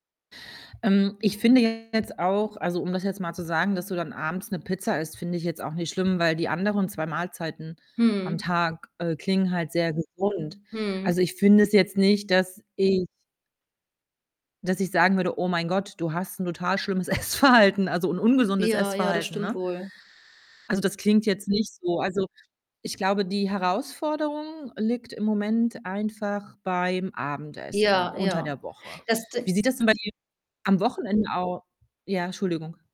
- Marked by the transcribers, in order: distorted speech; tapping; laughing while speaking: "Essverhalten"; other background noise
- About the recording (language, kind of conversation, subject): German, advice, Wie möchtest du nach stressigen Tagen gesunde Essgewohnheiten beibehalten?